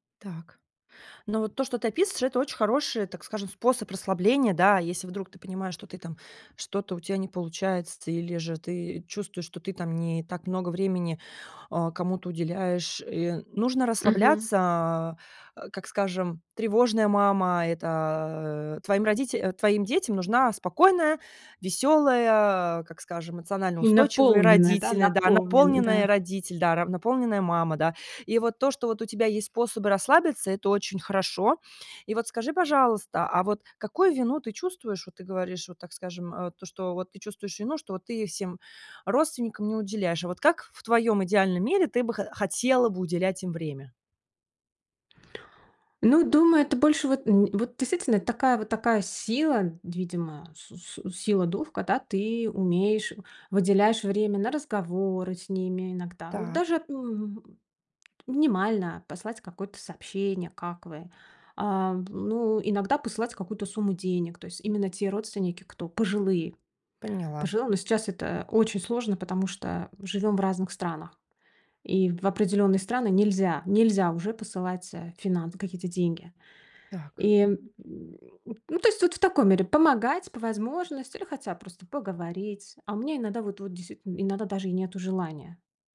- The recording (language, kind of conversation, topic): Russian, advice, Как вы переживаете ожидание, что должны сохранять эмоциональную устойчивость ради других?
- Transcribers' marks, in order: tapping